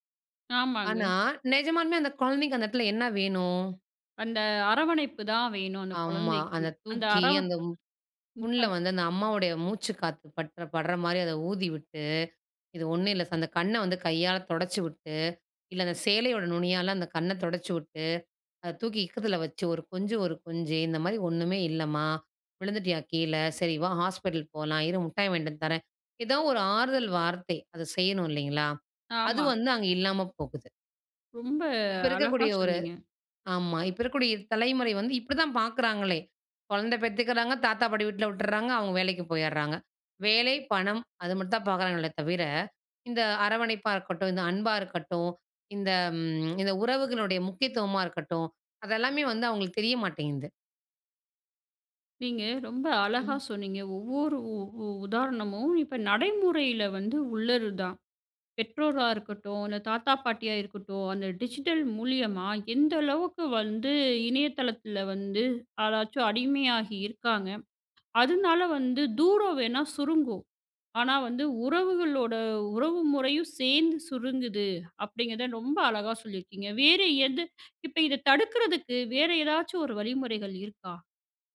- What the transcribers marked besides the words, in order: unintelligible speech; tapping; in English: "டிஜிட்டல்"
- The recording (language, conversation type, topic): Tamil, podcast, இணையமும் சமூக ஊடகங்களும் குடும்ப உறவுகளில் தலைமுறைகளுக்கிடையேயான தூரத்தை எப்படிக் குறைத்தன?